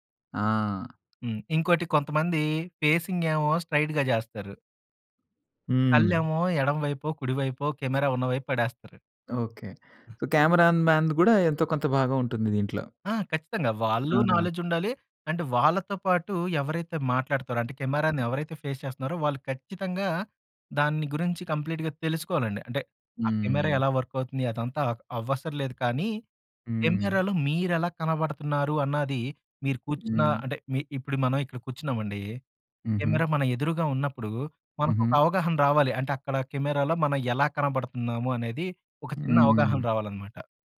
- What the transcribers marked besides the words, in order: tapping; in English: "ఫేసింగ్"; in English: "స్ట్రైట్‌గా"; other background noise; in English: "కెమెరా"; in English: "సో, కెమెరా‌న్‌మెన్‌ది"; other noise; in English: "నాలెడ్జ్"; in English: "అండ్"; in English: "ఫేస్"; in English: "కంప్లీట్‌గా"; in English: "వర్క్"; in English: "కెమెరాలో"
- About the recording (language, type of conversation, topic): Telugu, podcast, కెమెరా ముందు ఆత్మవిశ్వాసంగా కనిపించేందుకు సులభమైన చిట్కాలు ఏమిటి?